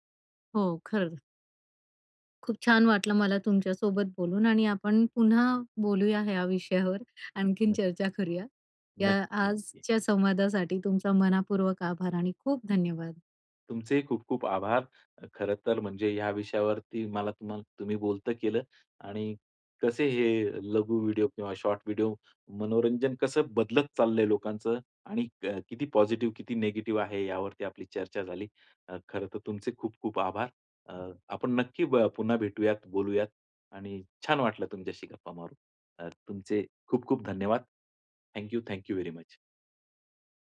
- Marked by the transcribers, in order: laughing while speaking: "विषयावर, आणखीन चर्चा करूया"; other background noise; in English: "शॉर्ट"; in English: "पॉझिटिव्ह"; in English: "निगेटिव्ह"; in English: "थँक यू. थँक यू व्हेरी मच"
- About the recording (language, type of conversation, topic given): Marathi, podcast, लघु व्हिडिओंनी मनोरंजन कसं बदललं आहे?